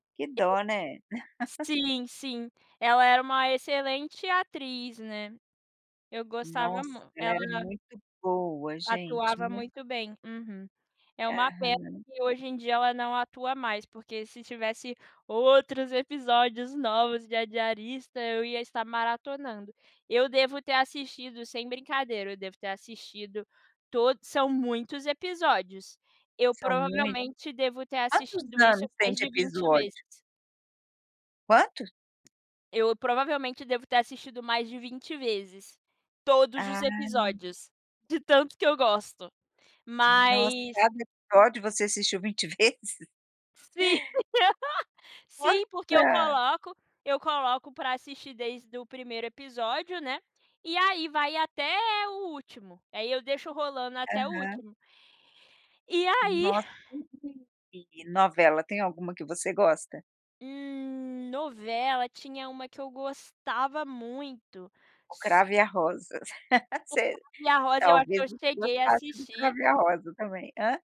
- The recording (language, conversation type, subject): Portuguese, podcast, Que série você costuma maratonar quando quer sumir um pouco?
- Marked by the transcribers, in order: unintelligible speech; laugh; laughing while speaking: "vezes?"; laugh; unintelligible speech; chuckle